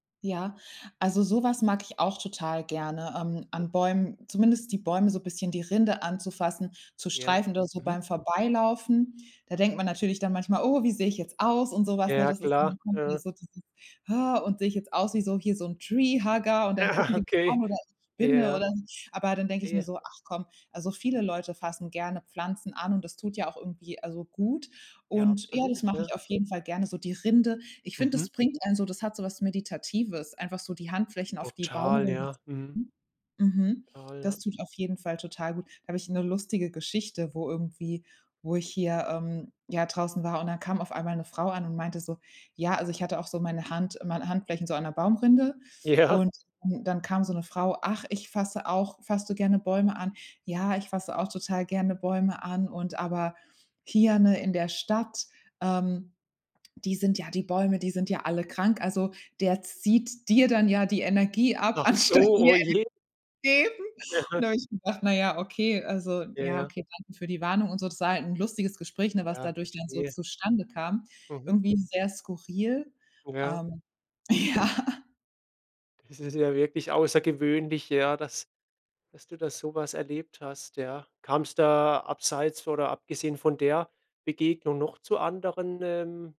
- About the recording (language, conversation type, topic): German, podcast, Welche kleinen Pausen geben dir tagsüber am meisten Energie?
- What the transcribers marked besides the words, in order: laughing while speaking: "Aha, okay"; in English: "Treehugger"; other background noise; unintelligible speech; laughing while speaking: "Ja"; laughing while speaking: "anstatt dir geben"; unintelligible speech; laughing while speaking: "ja"